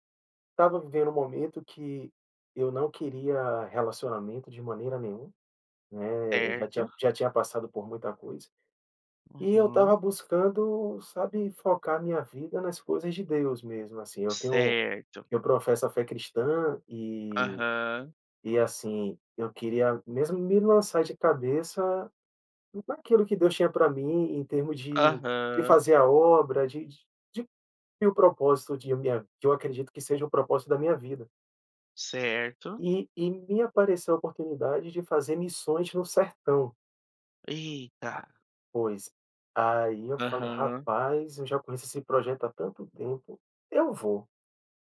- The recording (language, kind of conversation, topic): Portuguese, podcast, Você teve algum encontro por acaso que acabou se tornando algo importante?
- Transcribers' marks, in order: none